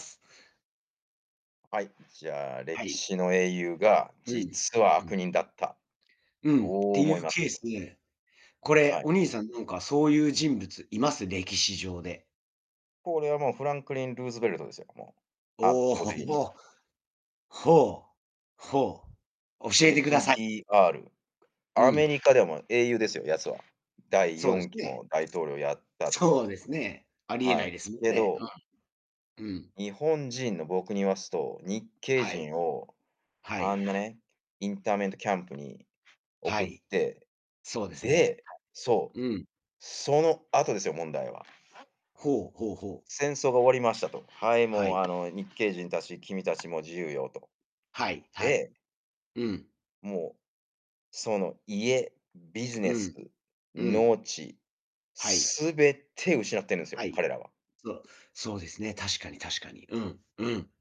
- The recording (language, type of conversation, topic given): Japanese, unstructured, 歴史上の英雄が実は悪人だったと分かったら、あなたはどう感じますか？
- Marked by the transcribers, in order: distorted speech; in English: "インターメントキャンプ"; other background noise; tapping; stressed: "全て"